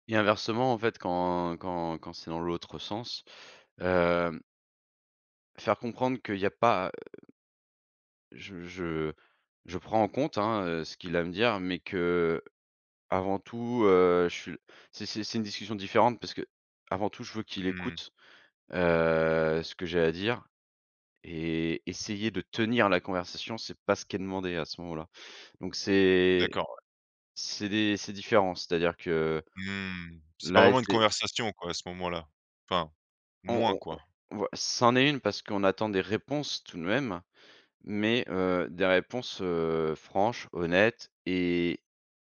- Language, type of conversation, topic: French, podcast, Comment te prépares-tu avant une conversation difficile ?
- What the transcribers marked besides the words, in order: none